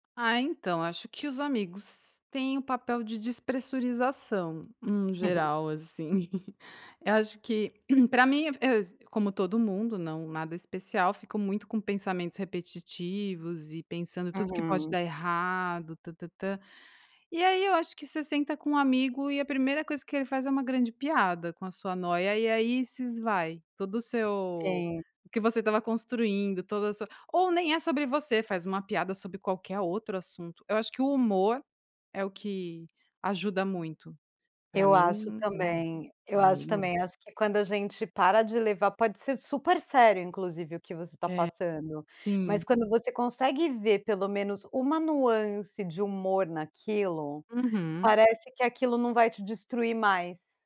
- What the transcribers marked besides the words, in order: chuckle; tapping; throat clearing
- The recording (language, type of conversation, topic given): Portuguese, podcast, Que papel a sua rede de amigos desempenha na sua resiliência?